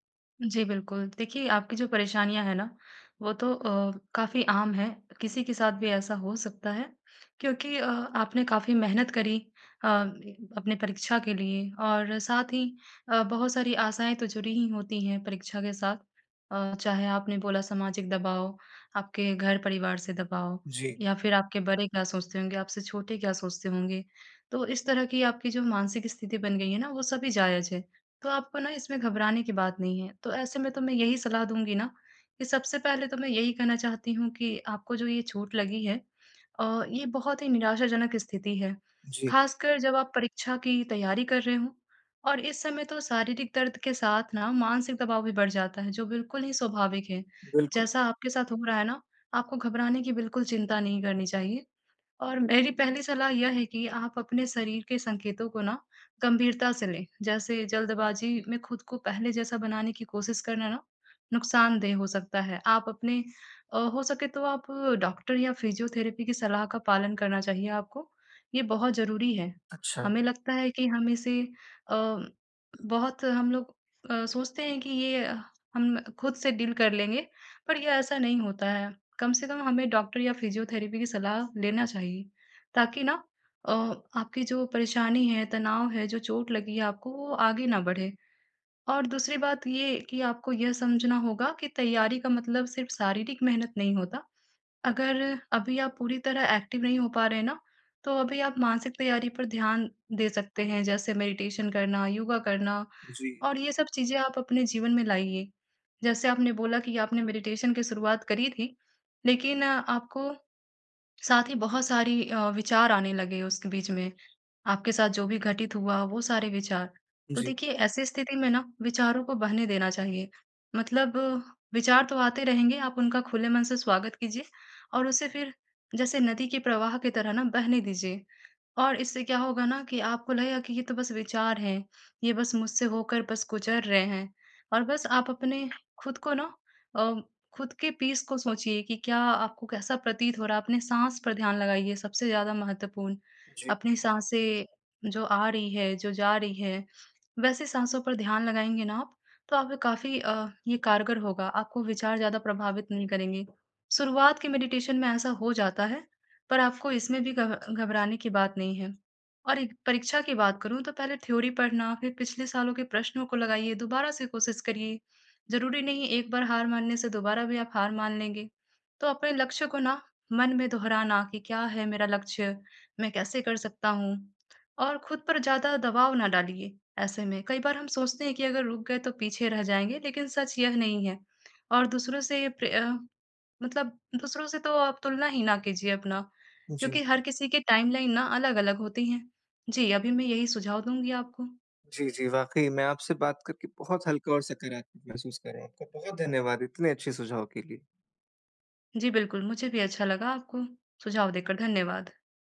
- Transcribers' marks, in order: in English: "डील"; in English: "फिजियोथेरेपी"; in English: "एक्टिव"; in English: "मेडिटेशन"; in English: "मेडिटेशन"; in English: "पीस"; in English: "मेडिटेशन"; in English: "थ्योरी"; in English: "टाइमलाइन"
- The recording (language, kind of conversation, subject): Hindi, advice, चोट के बाद मैं खुद को मानसिक रूप से कैसे मजबूत और प्रेरित रख सकता/सकती हूँ?